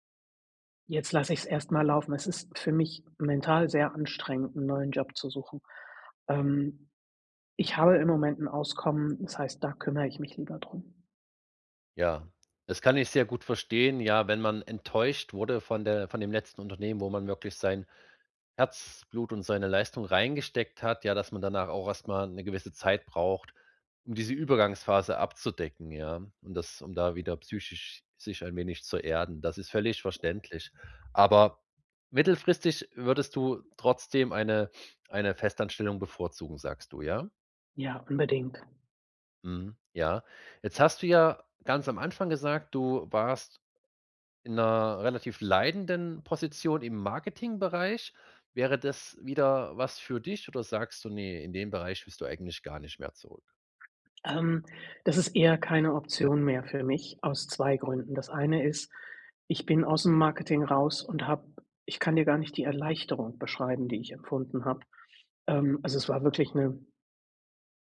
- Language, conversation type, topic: German, advice, Wie kann ich besser mit der ständigen Unsicherheit in meinem Leben umgehen?
- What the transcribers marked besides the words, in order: other background noise